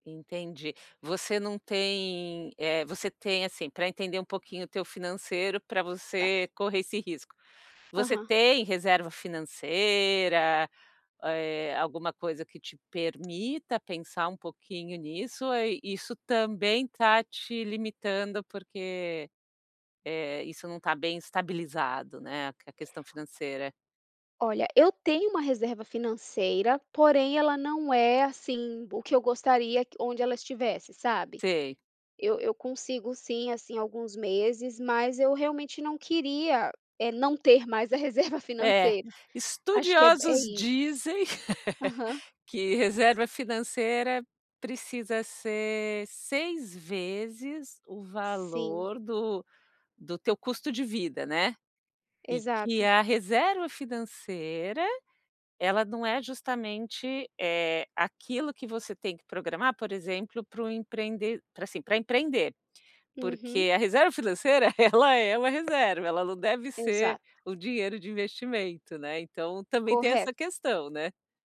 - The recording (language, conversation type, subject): Portuguese, advice, Como equilibrar a segurança financeira com oportunidades de crescimento na carreira?
- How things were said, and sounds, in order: tapping; other background noise; laughing while speaking: "reserva financeira"; laugh; laughing while speaking: "ela é uma reserva"